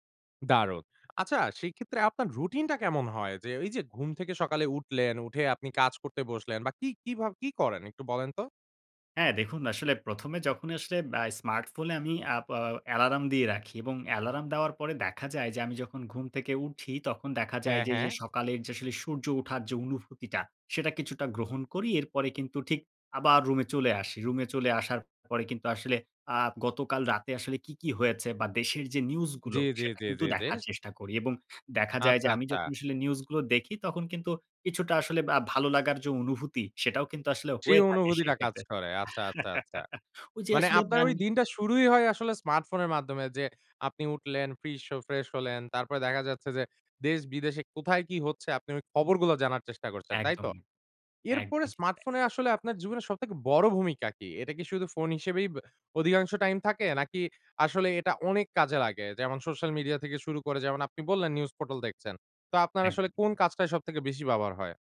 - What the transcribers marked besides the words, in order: "অ্যালার্ম" said as "অ্যালারাম"; "অ্যালার্ম" said as "অ্যালারাম"; laugh
- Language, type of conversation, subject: Bengali, podcast, স্মার্টফোন ছাড়া এক দিন আপনার কেমন কাটে?